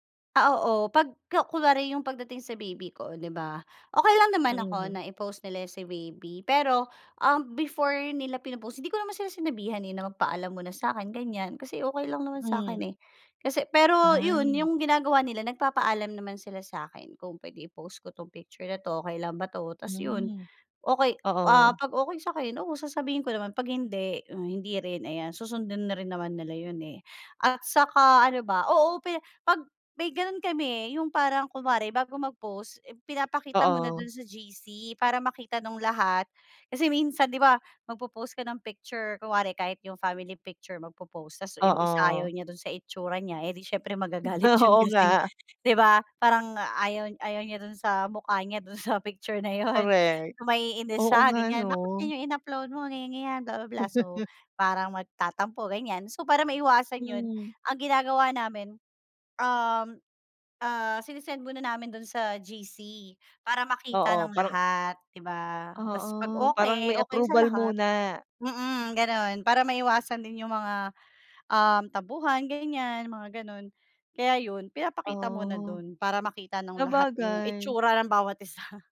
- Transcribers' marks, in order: tapping; other background noise; laughing while speaking: "Oo nga"; laughing while speaking: "'yun kasi"; laughing while speaking: "'yun"; laugh; laughing while speaking: "isa"
- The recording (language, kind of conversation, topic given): Filipino, podcast, Paano mo pinananatiling matibay ang ugnayan mo sa pamilya gamit ang teknolohiya?